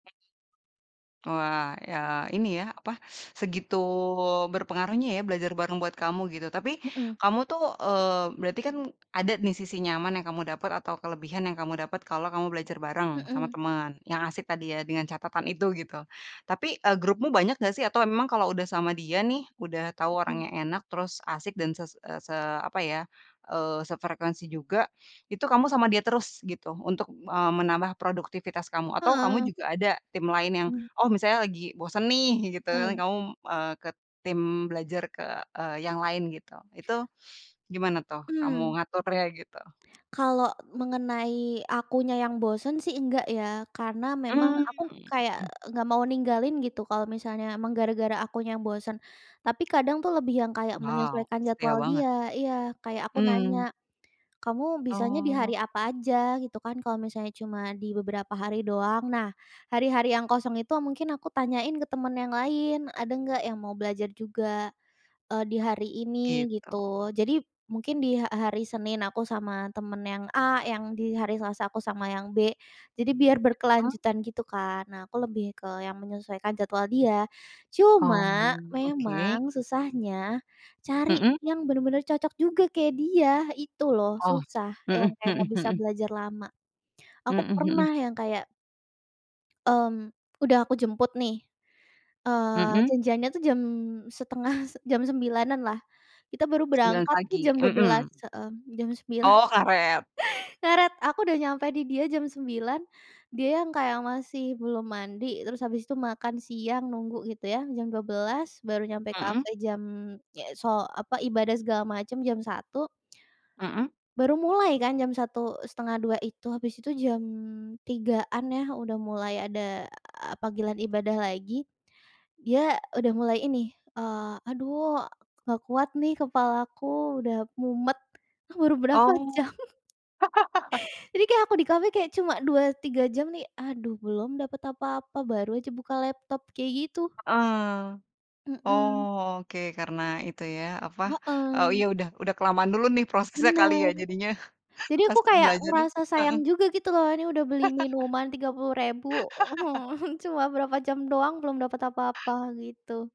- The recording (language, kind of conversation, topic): Indonesian, podcast, Bagaimana pengalamanmu belajar bareng teman, dan apa saja plus minusnya?
- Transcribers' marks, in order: other background noise; other noise; laughing while speaking: "sembilan"; laughing while speaking: "jam"; laugh; laughing while speaking: "prosesnya kali ya, jadinya"; laugh